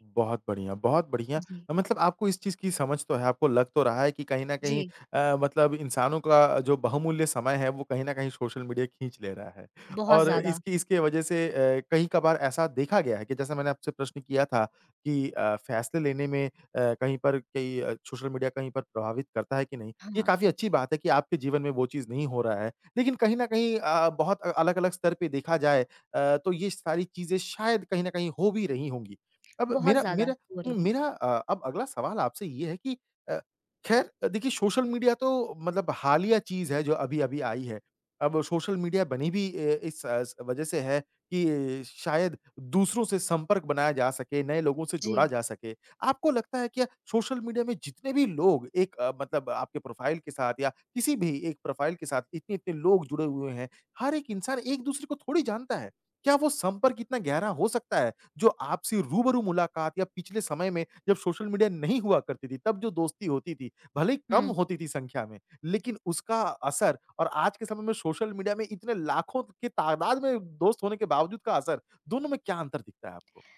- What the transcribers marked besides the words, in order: none
- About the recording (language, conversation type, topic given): Hindi, podcast, क्या सोशल मीडिया ने आपकी तन्हाई कम की है या बढ़ाई है?